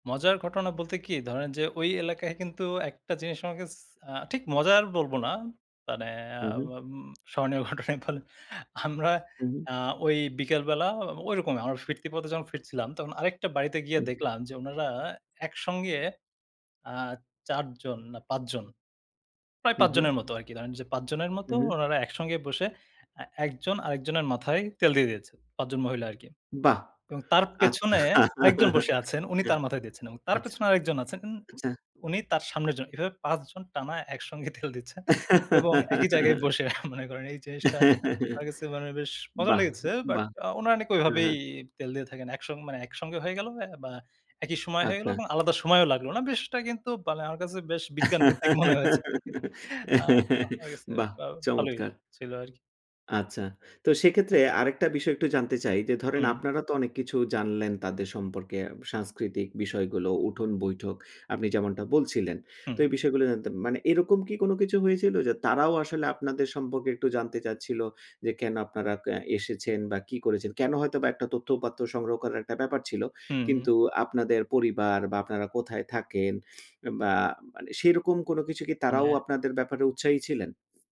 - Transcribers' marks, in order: laughing while speaking: "স্মরণীয় ঘটনাই বলেন, আমরা"; tapping; laughing while speaking: "আচ্ছা"; chuckle; laughing while speaking: "একসঙ্গে তেল দিচ্ছেন"; giggle; chuckle; giggle; laughing while speaking: "হ্যাঁ"; laughing while speaking: "মনে হয়েছে আরকি"; snort; other background noise
- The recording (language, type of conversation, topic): Bengali, podcast, স্থানীয় কোনো বাড়িতে অতিথি হয়ে গেলে আপনার অভিজ্ঞতা কেমন ছিল?